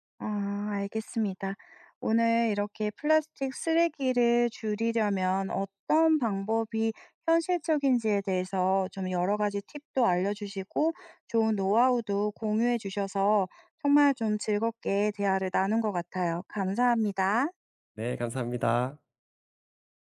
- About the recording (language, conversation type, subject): Korean, podcast, 플라스틱 쓰레기를 줄이기 위해 일상에서 실천할 수 있는 현실적인 팁을 알려주실 수 있나요?
- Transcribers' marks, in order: none